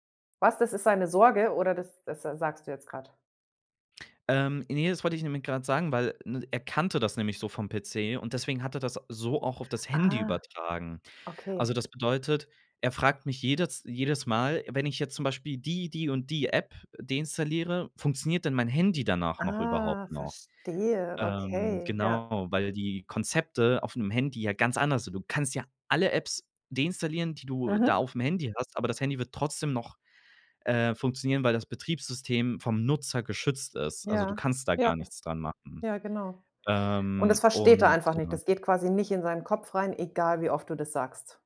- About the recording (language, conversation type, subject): German, podcast, Wie erklärst du älteren Menschen neue Technik?
- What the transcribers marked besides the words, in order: stressed: "Handy"; drawn out: "Ah"; stressed: "Handy"; stressed: "alle"